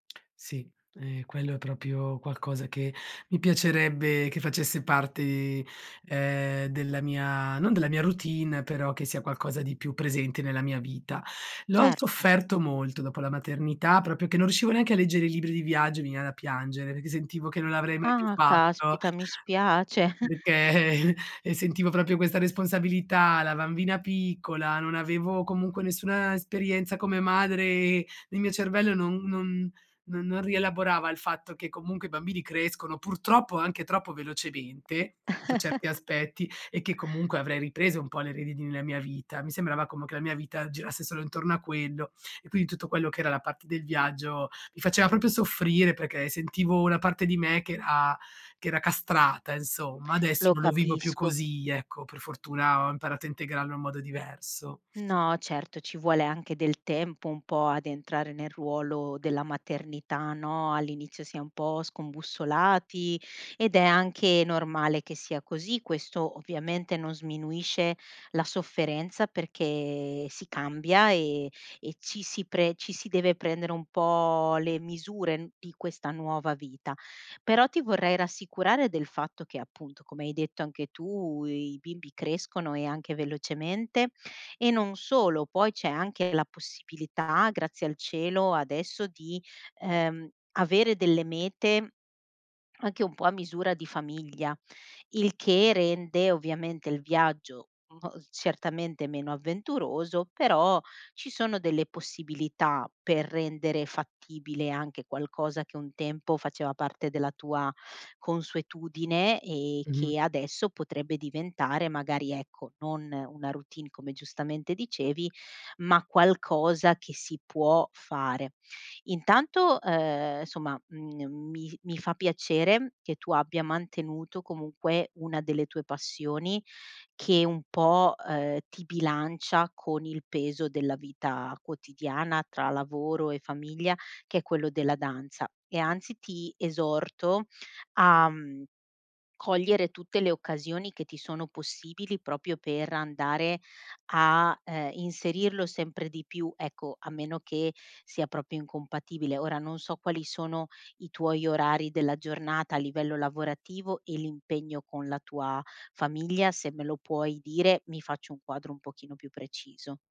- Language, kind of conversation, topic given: Italian, advice, Come posso bilanciare le mie passioni con la vita quotidiana?
- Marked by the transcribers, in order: tongue click; "proprio" said as "propio"; "proprio" said as "propio"; other background noise; chuckle; scoff; "proprio" said as "propio"; tapping; chuckle; "proprio" said as "propio"; swallow; "proprio" said as "propio"; "proprio" said as "propio"